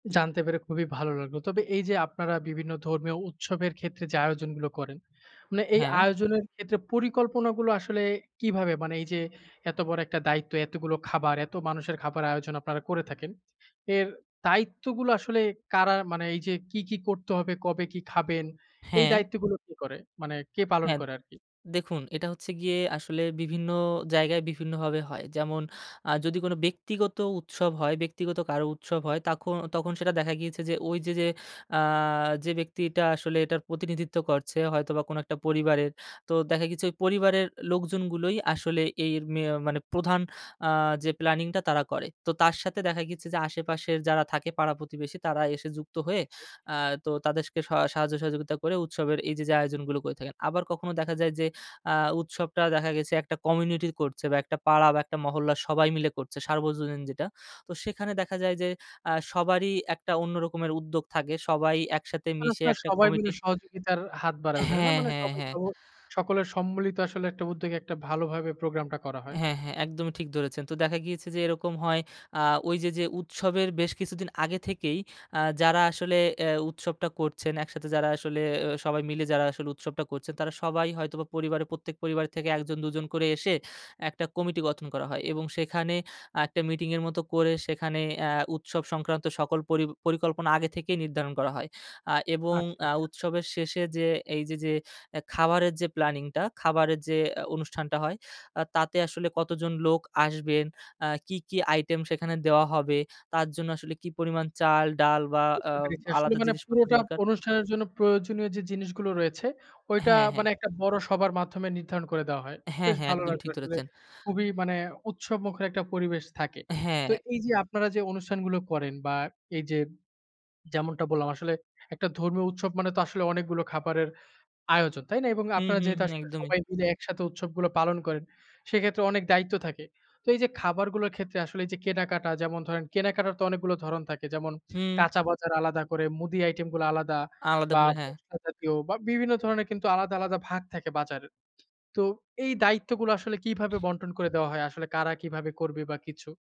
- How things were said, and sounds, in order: tapping; "গিয়েছে" said as "গিছে"; "এই" said as "এইর"; "গেছে" said as "গিচ্ছে"; "তাদেরকে" said as "তাদেস্কে"
- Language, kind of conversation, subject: Bengali, podcast, উৎসবের জন্য বড়ো খাবারের পরিকল্পনা কীভাবে করেন?